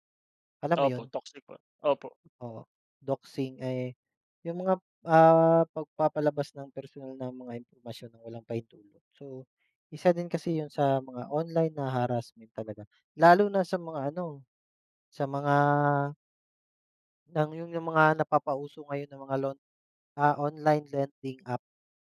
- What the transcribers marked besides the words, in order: in English: "Doxing"
- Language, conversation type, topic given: Filipino, unstructured, Ano ang palagay mo sa panliligalig sa internet at paano ito nakaaapekto sa isang tao?